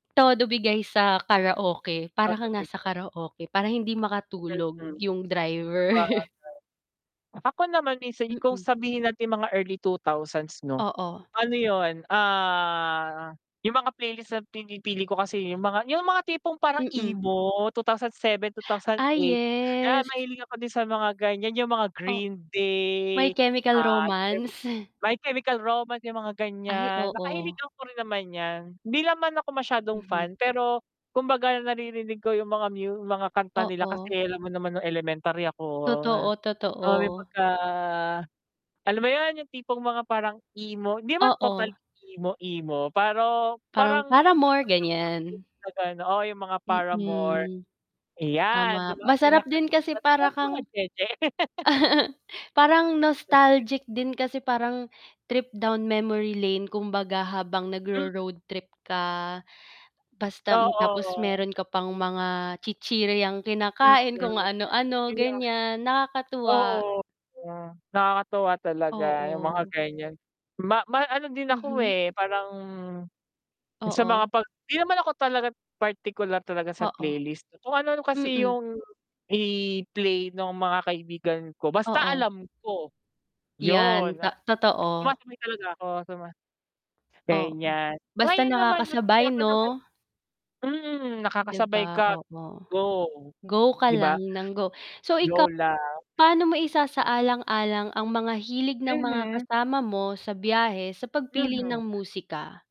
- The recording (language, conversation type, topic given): Filipino, unstructured, Paano mo pipiliin ang iyong talaan ng mga awitin para sa isang biyahe sa kalsada?
- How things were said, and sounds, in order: static; distorted speech; tapping; drawn out: "yes"; chuckle; unintelligible speech; chuckle; unintelligible speech; in English: "nostalgic"; chuckle; in English: "trip down memory lane"; unintelligible speech